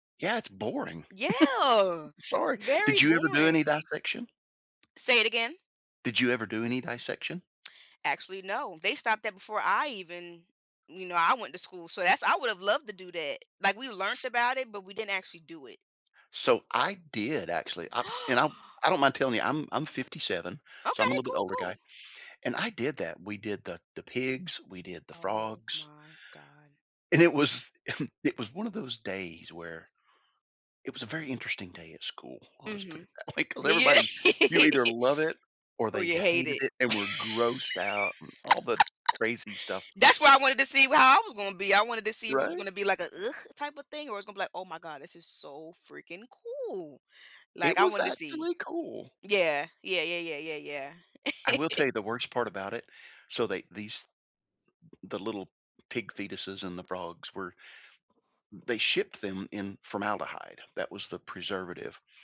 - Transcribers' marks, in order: drawn out: "Yeah!"; chuckle; laughing while speaking: "Sorry"; tapping; other background noise; gasp; laughing while speaking: "was"; cough; laughing while speaking: "Yeah"; laugh; laughing while speaking: "way, 'cause everybody"; laugh; disgusted: "ugh"; anticipating: "Right?"; chuckle
- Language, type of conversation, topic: English, unstructured, How can schools make learning more fun?
- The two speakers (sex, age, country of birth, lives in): female, 25-29, United States, United States; male, 60-64, United States, United States